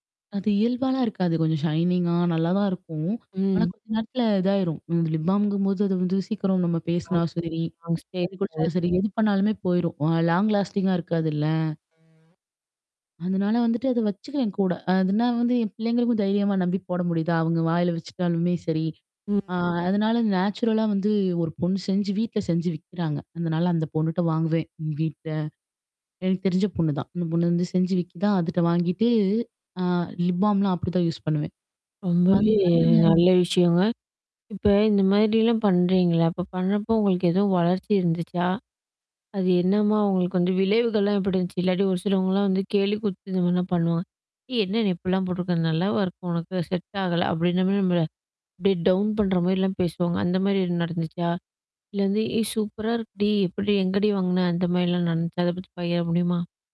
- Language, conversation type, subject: Tamil, podcast, உங்கள் ஸ்டைல் காலப்போக்கில் எப்படி வளர்ந்தது என்று சொல்ல முடியுமா?
- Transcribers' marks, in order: in English: "ஷைனிங்கா"; static; distorted speech; in English: "லிப் பாமுங்கும் போது"; unintelligible speech; in English: "லாங் லாஸ்டிங்கா"; in English: "நேச்சுரலா"; in English: "லிப் பால்ம்லாம்"; mechanical hum; unintelligible speech; in English: "டவுன்"